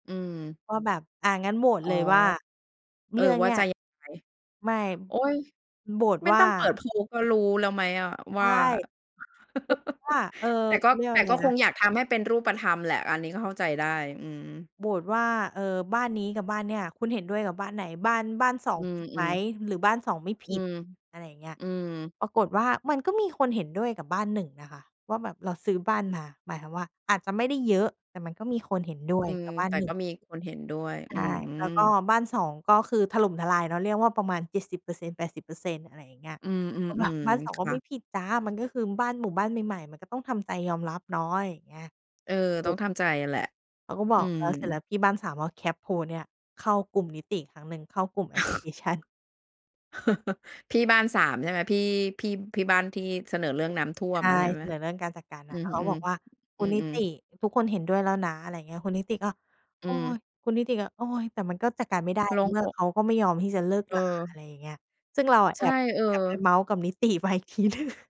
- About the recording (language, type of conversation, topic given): Thai, podcast, เมื่อเกิดความขัดแย้งในชุมชน เราควรเริ่มต้นพูดคุยกันอย่างไรก่อนดี?
- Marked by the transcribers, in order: chuckle; other background noise; tapping; laugh; chuckle; laughing while speaking: "ไปอีกทีหนึ่ง"